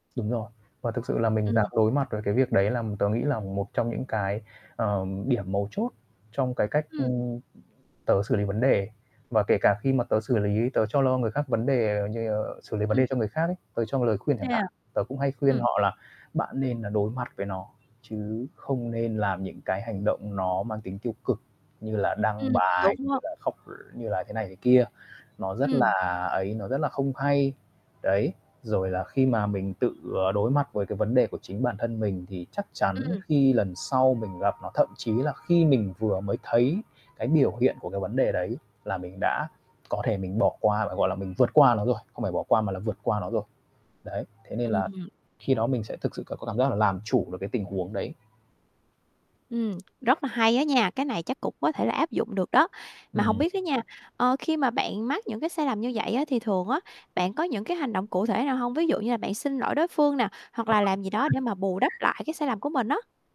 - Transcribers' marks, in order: static; other background noise; tapping; other noise; unintelligible speech
- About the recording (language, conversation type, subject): Vietnamese, podcast, Bạn làm gì để thương bản thân hơn mỗi khi mắc sai lầm?